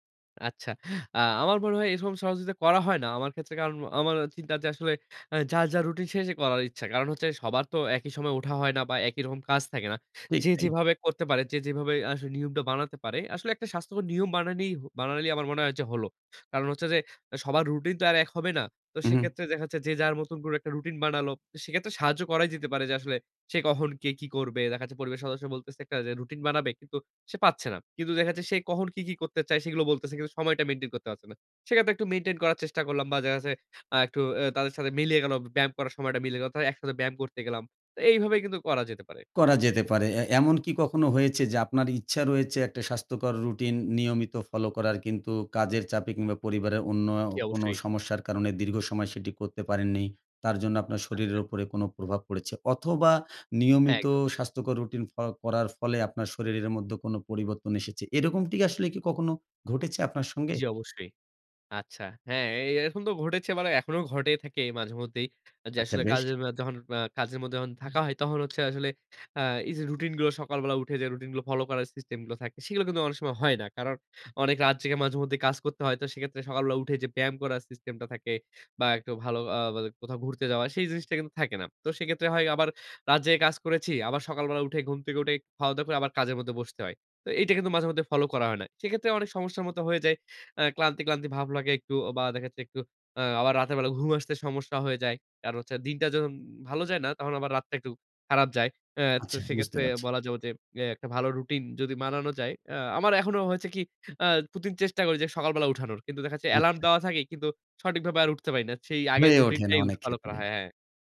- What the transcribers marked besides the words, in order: other noise; "যখন" said as "যন"; "তখন" said as "তহন"
- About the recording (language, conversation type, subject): Bengali, podcast, তুমি কীভাবে একটি স্বাস্থ্যকর সকালের রুটিন তৈরি করো?